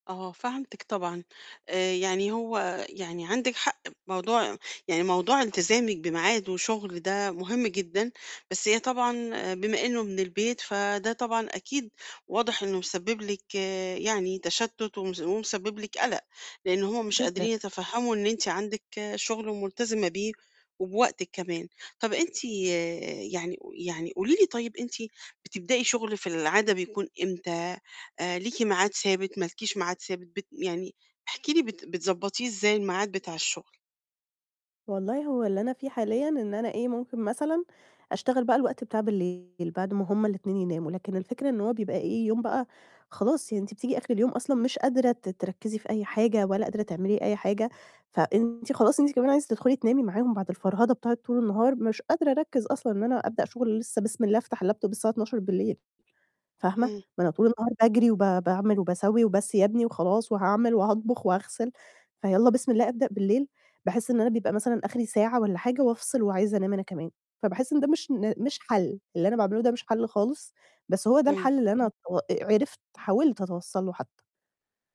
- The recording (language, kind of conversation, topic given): Arabic, advice, إزاي أقلّل المشتتات جوّه مساحة شغلي عشان أشتغل أحسن؟
- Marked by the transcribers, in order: distorted speech; other background noise; unintelligible speech; in English: "الLaptop"; tapping